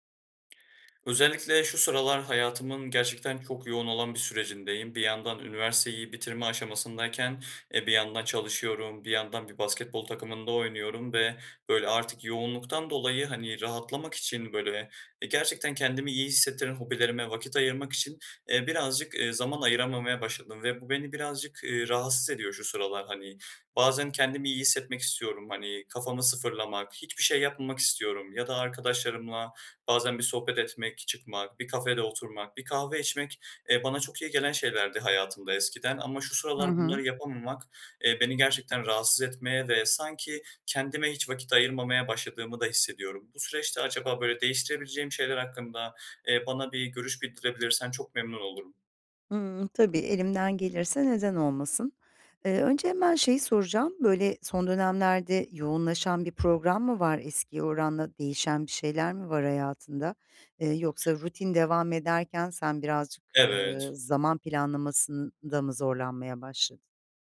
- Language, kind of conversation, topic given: Turkish, advice, Gün içinde rahatlamak için nasıl zaman ayırıp sakinleşebilir ve kısa molalar verebilirim?
- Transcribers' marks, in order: other background noise